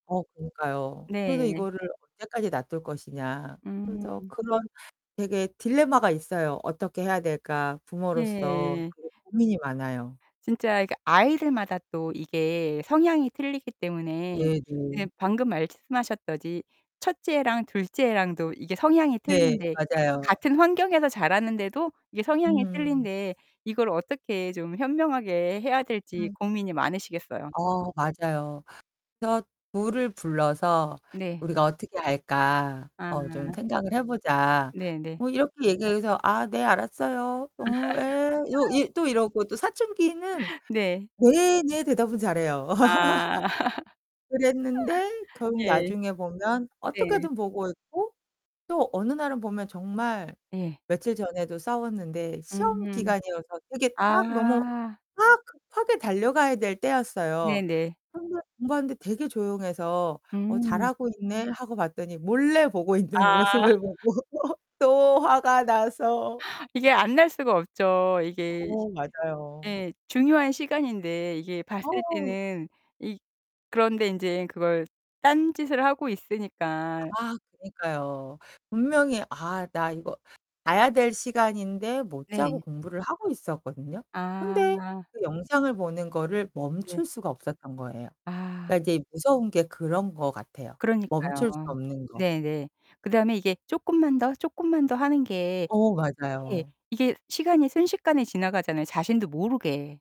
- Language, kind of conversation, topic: Korean, podcast, 아이들 스마트폰 사용 규칙은 어떻게 정하시나요?
- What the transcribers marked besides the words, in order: distorted speech; other background noise; "말씀하셨듯이" said as "말씀하셨덧이"; put-on voice: "아 네, 알았어요. 어 에"; laugh; put-on voice: "네. 네"; laugh; laughing while speaking: "있는 모습을 보고"; gasp